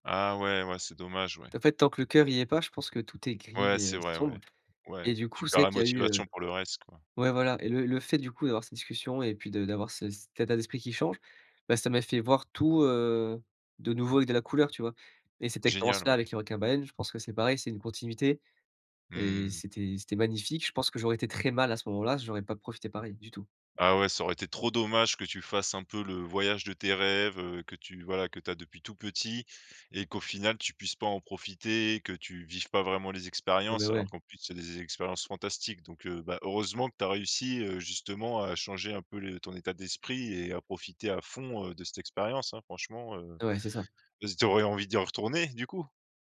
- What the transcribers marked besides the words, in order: tapping; stressed: "très"
- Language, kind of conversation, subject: French, podcast, Peux-tu raconter une fois où une simple conversation a tout changé pour toi ?